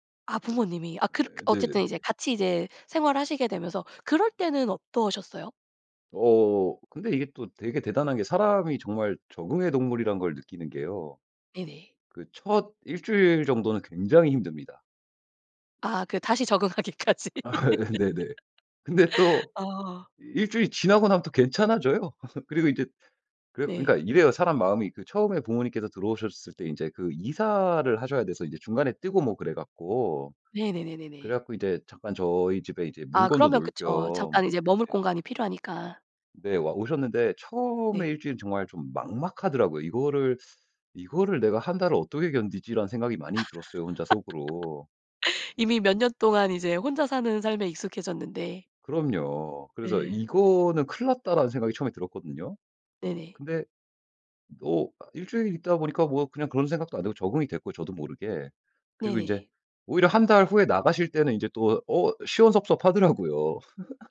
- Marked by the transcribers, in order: laugh; laughing while speaking: "적응하기까지"; laugh; teeth sucking; laugh; laugh
- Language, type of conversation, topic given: Korean, podcast, 집을 떠나 독립했을 때 기분은 어땠어?